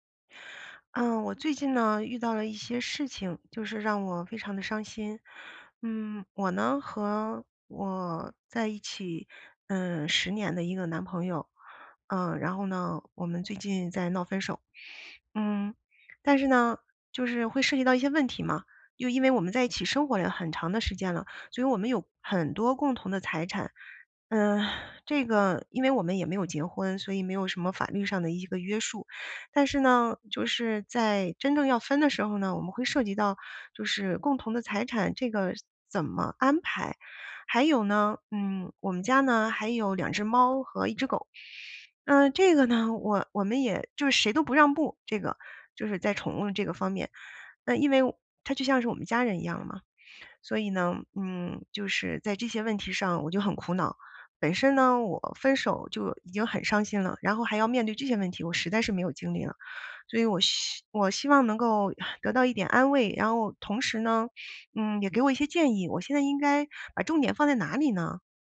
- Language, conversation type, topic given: Chinese, advice, 分手后共同财产或宠物的归属与安排发生纠纷，该怎么办？
- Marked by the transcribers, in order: sigh